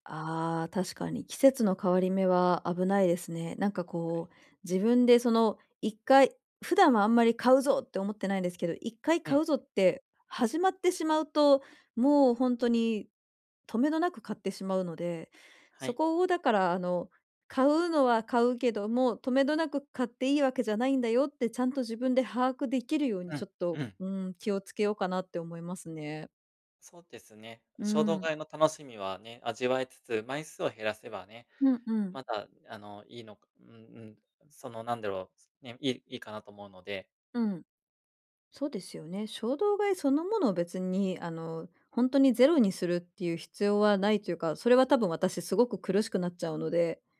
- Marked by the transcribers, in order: none
- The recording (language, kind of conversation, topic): Japanese, advice, 衝動買いを抑えるにはどうすればいいですか？